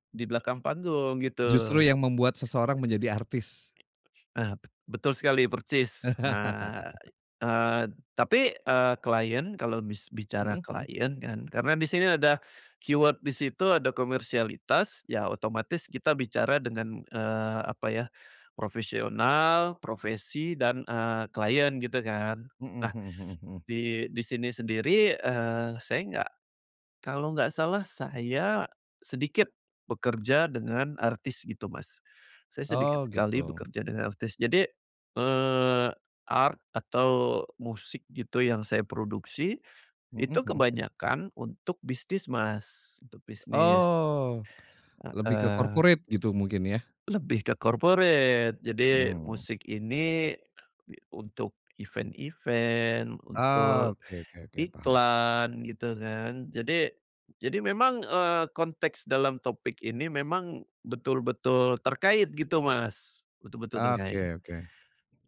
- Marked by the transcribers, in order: laugh; in English: "keyword"; in English: "art"; in English: "corporate"; in English: "corporate"; in English: "event-event"
- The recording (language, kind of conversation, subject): Indonesian, podcast, Bagaimana kamu menyeimbangkan kebutuhan komersial dan kreativitas?